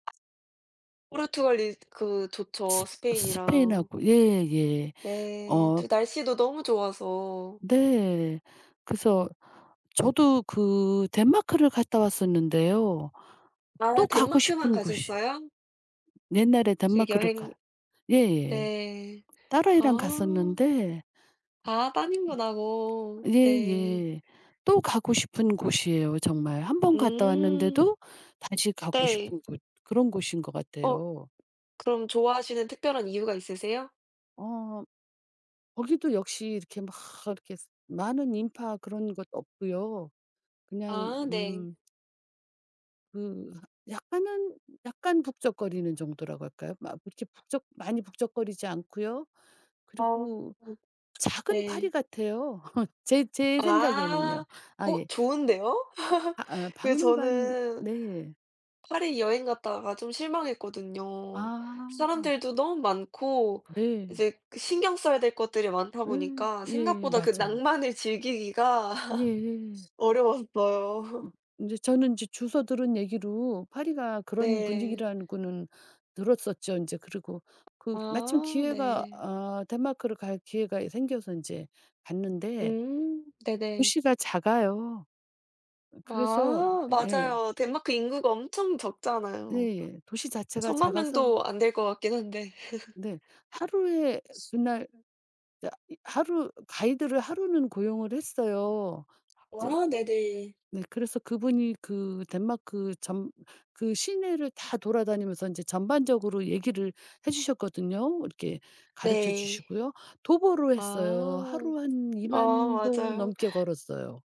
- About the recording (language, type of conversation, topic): Korean, unstructured, 가장 가고 싶은 여행지는 어디이며, 그 이유는 무엇인가요?
- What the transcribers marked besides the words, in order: tapping; other background noise; laugh; laugh; laughing while speaking: "즐기기가 어려웠어요"; laugh